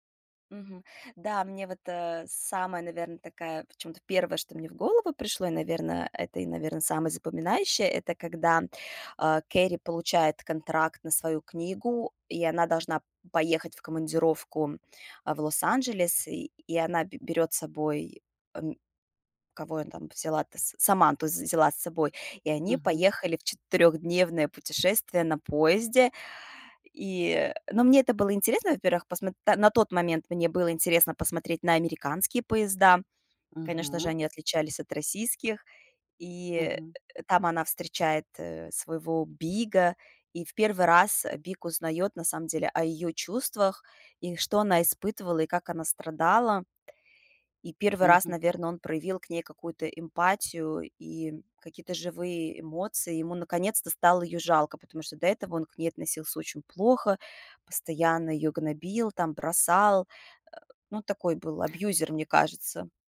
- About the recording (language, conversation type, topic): Russian, podcast, Какой сериал вы могли бы пересматривать бесконечно?
- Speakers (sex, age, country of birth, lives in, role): female, 40-44, Russia, United States, guest; female, 60-64, Kazakhstan, United States, host
- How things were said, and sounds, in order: tapping